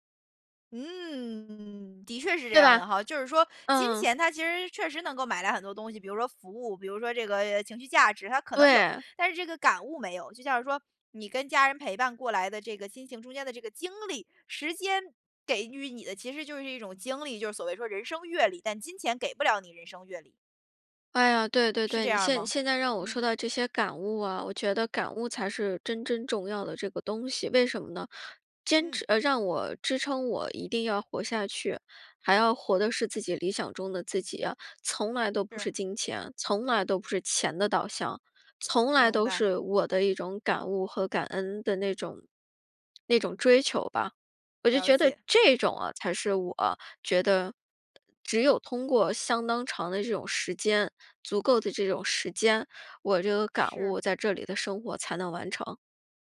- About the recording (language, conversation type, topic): Chinese, podcast, 钱和时间，哪个对你更重要？
- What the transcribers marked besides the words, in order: drawn out: "嗯"